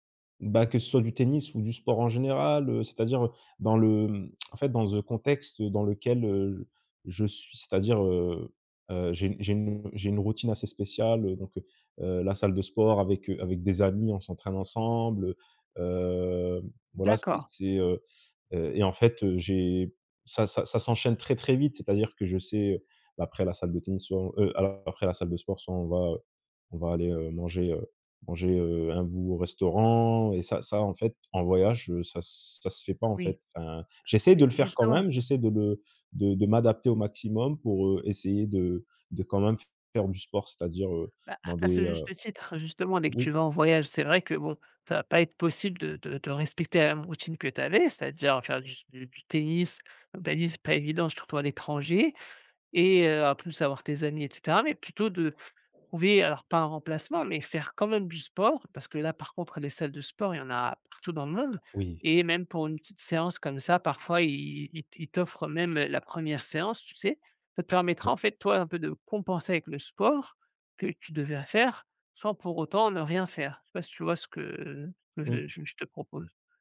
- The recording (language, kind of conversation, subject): French, advice, Comment les voyages et les week-ends détruisent-ils mes bonnes habitudes ?
- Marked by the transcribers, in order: "le" said as "ze"; drawn out: "heu"; tapping